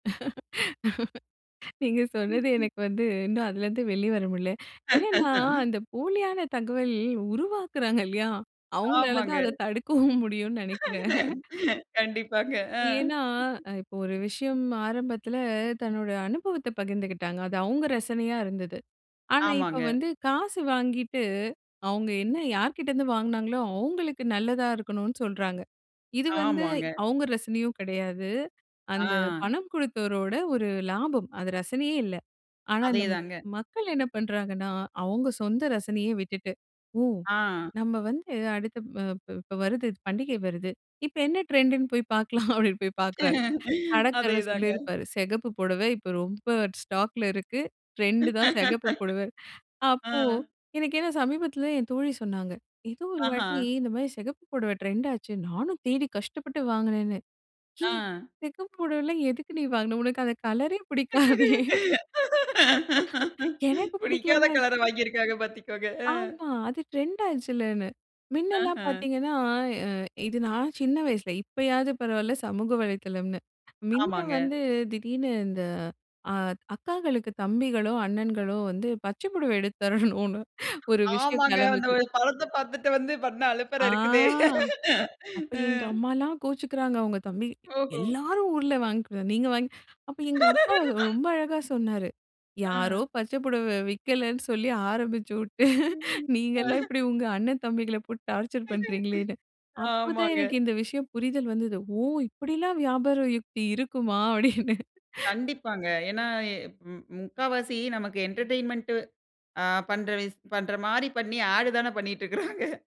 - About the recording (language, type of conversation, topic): Tamil, podcast, சமூக ஊடகங்களில் போலியான தகவல் பரவலை யார் தடுக்க முடியும்?
- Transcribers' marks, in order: laugh; chuckle; laughing while speaking: "அவங்களால தான் அத தடுக்கவும் முடியும்ன்னு நெனைக்கிறேன்"; other noise; laughing while speaking: "கண்டிப்பாங்க. அ"; in English: "ட்ரெண்ட்டுன்னு"; chuckle; in English: "ஸ்டாக்ல"; in English: "ட்ரெண்ட்டு"; chuckle; in English: "ட்ரெண்ட்"; laughing while speaking: "ஏய் செகப்பு புடவைலாம் எதுக்கு நீ … எனக்கு புடிக்கலன்னா என்ன?"; laughing while speaking: "புடிக்காத கலர வாங்கியிருக்காங்க. பார்த்திக்கோங்க. அ"; in English: "ட்ரெண்ட்"; tapping; laughing while speaking: "தரணும்ன்னு ஒண்ணு ஒரு விஷயம் கெளம்புச்சு"; laughing while speaking: "ஆமாங்க. அந்த ஒரு படத்தை பார்த்துட்டு வந்து பண்ண அலப்பறை இருக்குதே. அ"; laugh; chuckle; chuckle; in English: "எண்டர்டெயின்மெண்ட்டு"; laughing while speaking: "பண்ணீட்ருக்கிறாங்க"